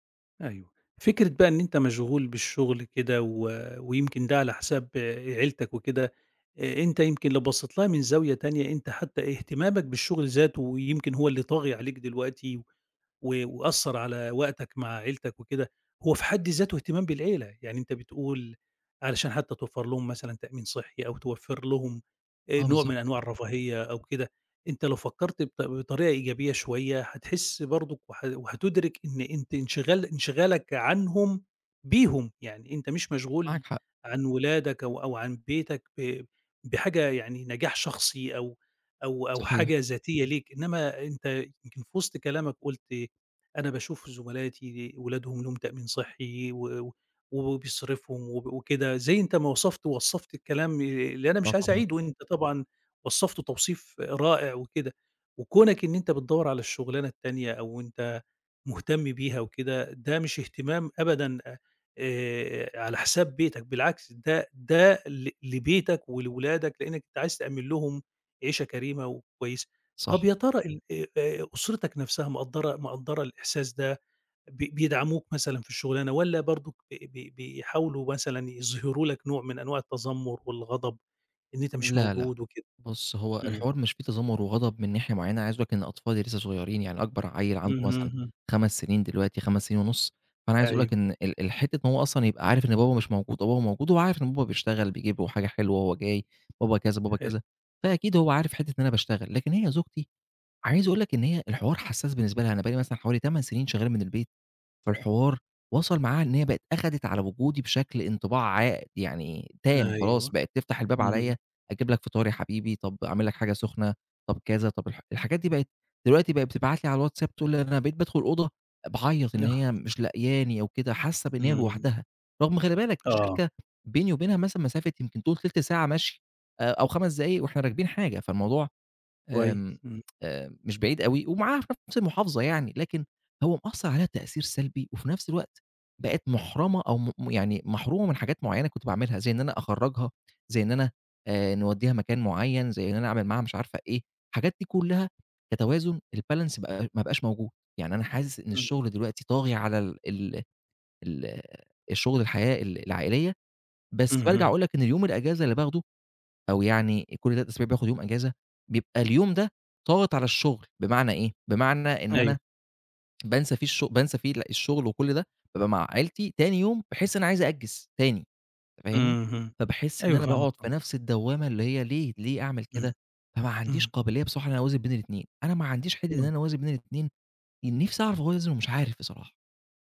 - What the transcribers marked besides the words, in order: unintelligible speech; other background noise; in English: "الbalance"
- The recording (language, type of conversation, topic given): Arabic, advice, إزاي بتحس إنك قادر توازن بين الشغل وحياتك مع العيلة؟